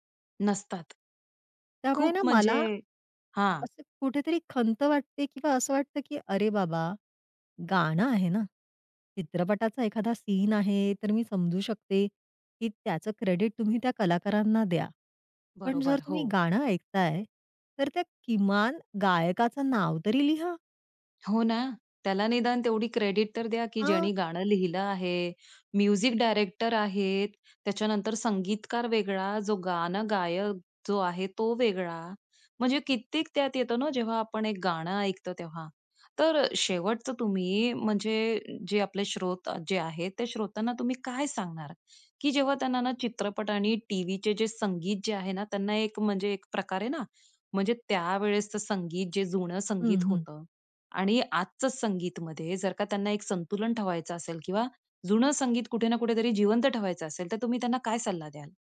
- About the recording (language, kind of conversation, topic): Marathi, podcast, चित्रपट आणि टीव्हीच्या संगीतामुळे तुझ्या संगीत-आवडीत काय बदल झाला?
- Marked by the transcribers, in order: in English: "क्रेडिट"; in English: "क्रेडिट"; in English: "म्युझिक डायरेक्टर"